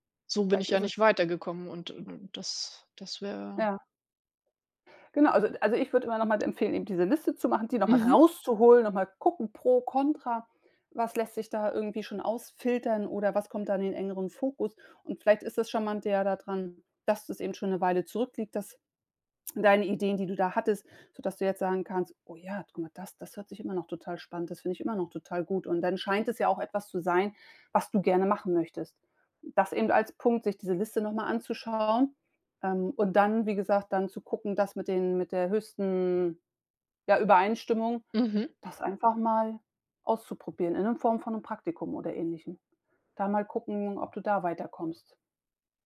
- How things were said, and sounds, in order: none
- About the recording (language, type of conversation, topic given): German, advice, Wie kann ich meine Kreativität wieder fokussieren, wenn mich unbegrenzte Möglichkeiten überwältigen?
- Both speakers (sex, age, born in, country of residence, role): female, 40-44, Germany, United States, user; female, 45-49, Germany, Sweden, advisor